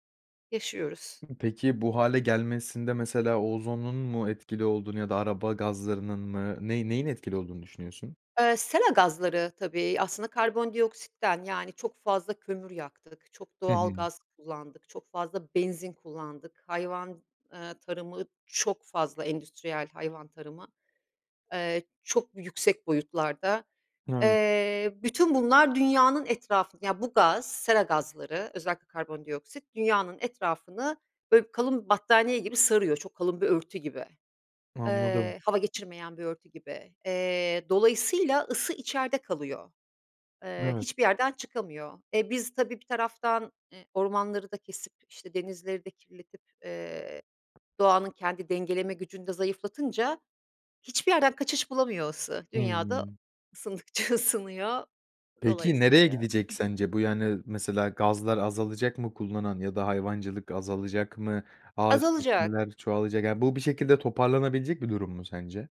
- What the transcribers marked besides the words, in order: stressed: "benzin"; unintelligible speech; other background noise; laughing while speaking: "ısındıkça"
- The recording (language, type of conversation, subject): Turkish, podcast, İklim değişikliğinin günlük hayatımıza etkilerini nasıl görüyorsun?